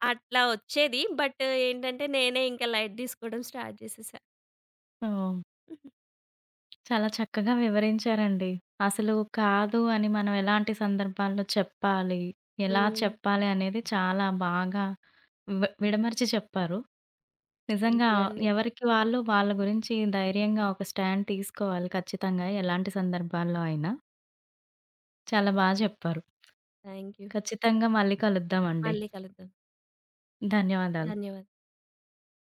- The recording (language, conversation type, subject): Telugu, podcast, చేయలేని పనిని మర్యాదగా ఎలా నిరాకరించాలి?
- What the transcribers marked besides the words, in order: in English: "బట్"; in English: "లైట్"; in English: "స్టార్ట్"; giggle; other background noise; in English: "థాంక్ యూ"; tapping; in English: "స్టాండ్"; in English: "థాంక్ యూ"